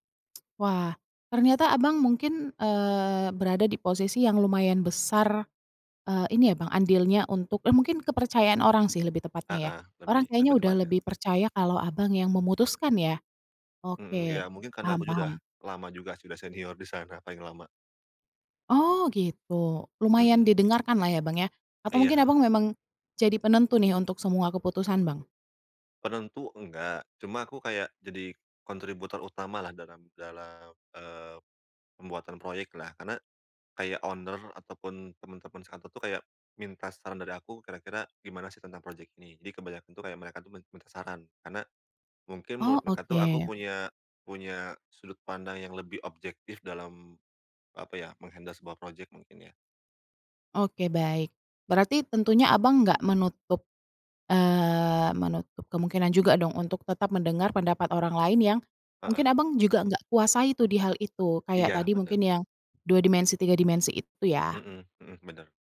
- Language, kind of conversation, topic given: Indonesian, podcast, Bagaimana kamu menyeimbangkan pengaruh orang lain dan suara hatimu sendiri?
- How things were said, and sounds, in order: other background noise; in English: "owner"; in English: "meng-handle"